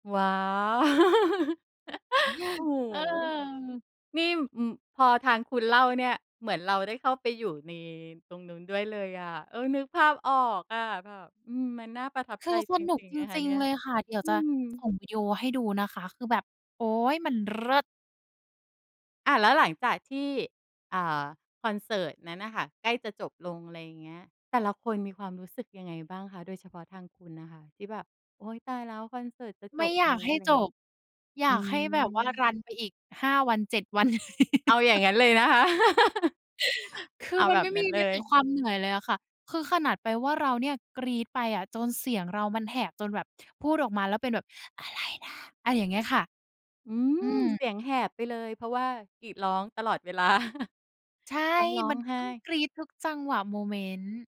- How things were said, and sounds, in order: laughing while speaking: "ว้าว"; laugh; tapping; "เลิศ" said as "เริศ"; laugh; other background noise; put-on voice: "อะไรนะ"; laughing while speaking: "เวลา"; laugh
- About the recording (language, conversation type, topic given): Thai, podcast, คอนเสิร์ตที่คุณประทับใจที่สุดเป็นยังไงบ้าง?